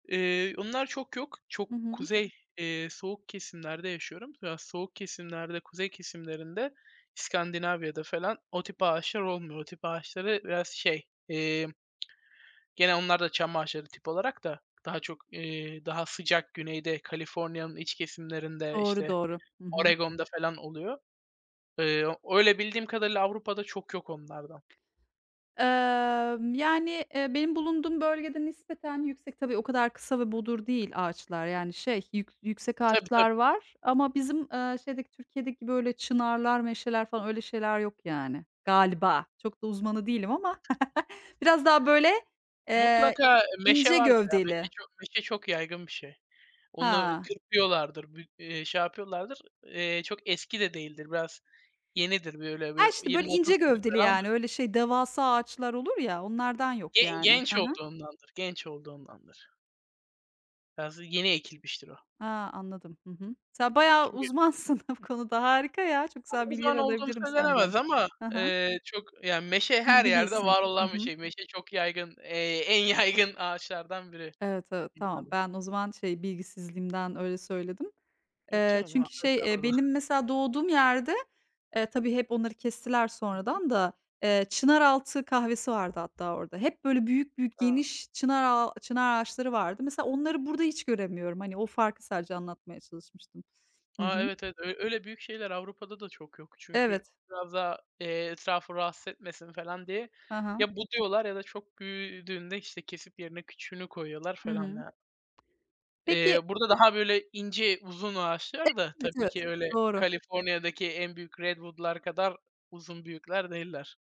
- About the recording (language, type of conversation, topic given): Turkish, unstructured, Hangi hobiler insanı en çok rahatlatır?
- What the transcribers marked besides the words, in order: lip smack; tapping; chuckle; other background noise; laughing while speaking: "uzmansın bu konuda"; laughing while speaking: "en yaygın"; unintelligible speech; laughing while speaking: "Estağfurullah"; in English: "redwood'lar"